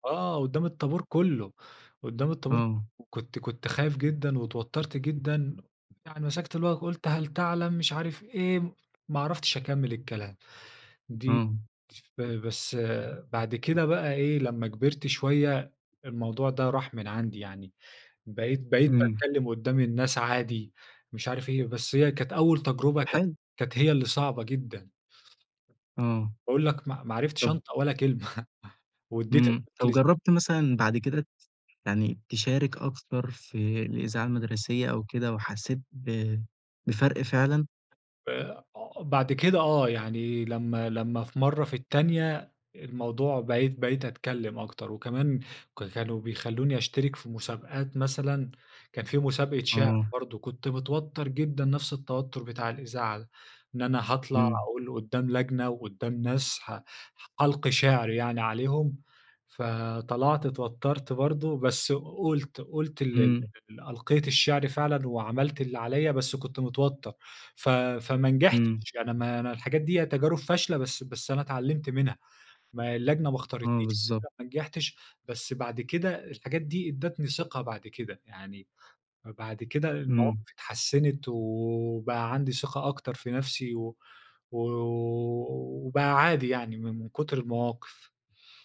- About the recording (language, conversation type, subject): Arabic, podcast, إزاي بتتعامل مع التوتر اليومي؟
- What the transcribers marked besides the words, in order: unintelligible speech; laugh; unintelligible speech; other background noise